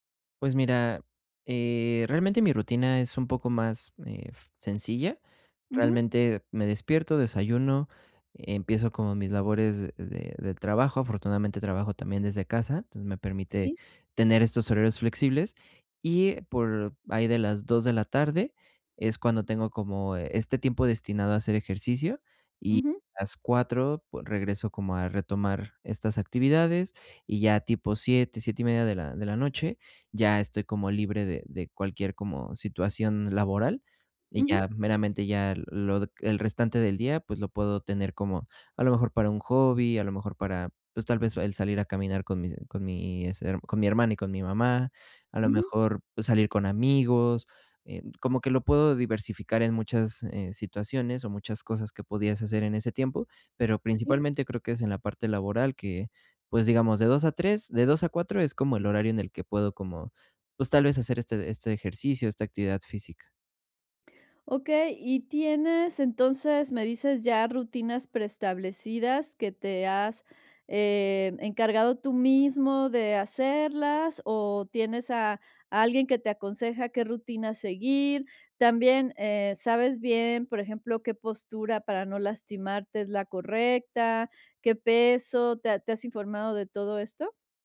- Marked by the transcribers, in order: none
- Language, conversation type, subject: Spanish, advice, ¿Cómo puedo crear rutinas y hábitos efectivos para ser más disciplinado?